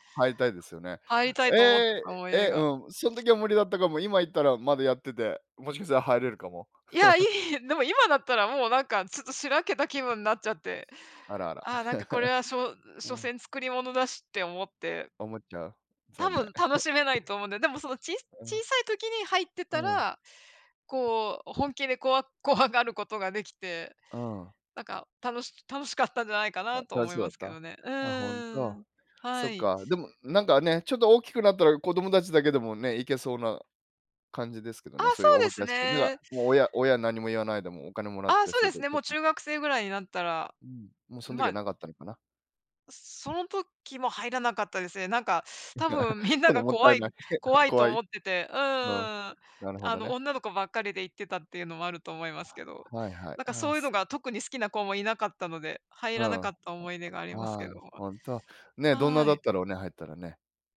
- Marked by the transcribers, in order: other background noise; chuckle; laugh; chuckle; laugh
- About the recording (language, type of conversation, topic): Japanese, unstructured, 祭りに行った思い出はありますか？